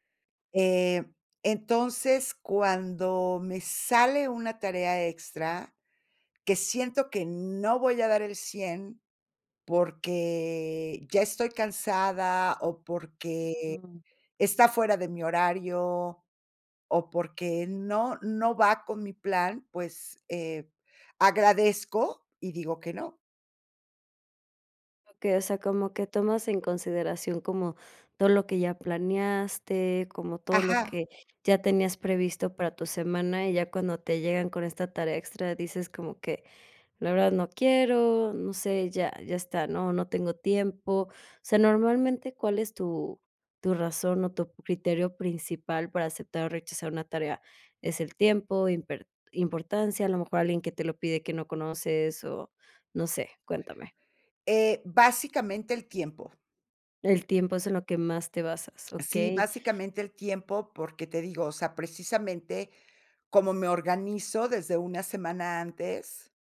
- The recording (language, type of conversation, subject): Spanish, podcast, ¿Cómo decides cuándo decir no a tareas extra?
- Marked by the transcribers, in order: none